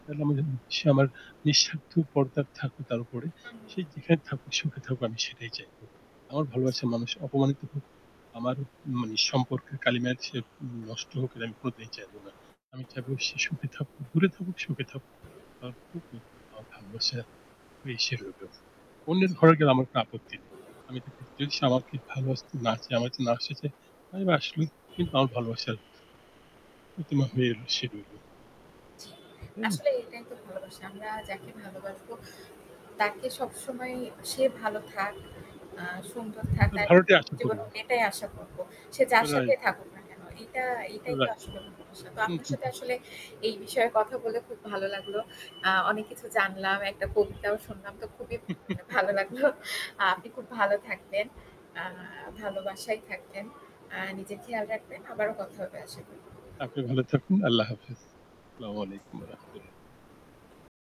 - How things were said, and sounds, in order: static; unintelligible speech; horn; other background noise; chuckle; laughing while speaking: "ভালো লাগলো"; in Arabic: "আসসালামু আলাইকুম ওয়া রাহমাতুল্লাহ"
- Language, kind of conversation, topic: Bengali, unstructured, তোমার মতে ভালোবাসায় বিশ্বাস কতটা জরুরি?